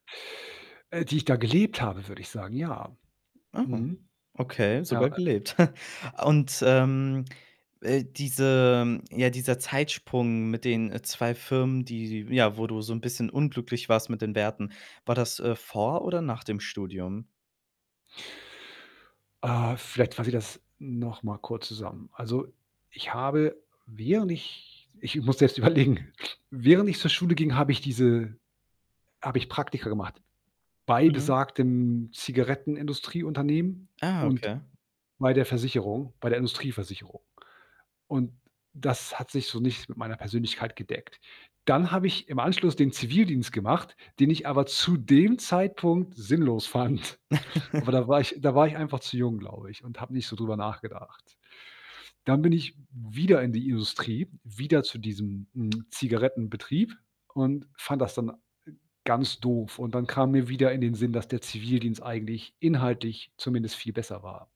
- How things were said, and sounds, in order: static; chuckle; laughing while speaking: "ich muss jetzt überlegen"; laughing while speaking: "fand"; laugh
- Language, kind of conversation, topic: German, podcast, Wie bringst du deine Werte im Berufsleben ein?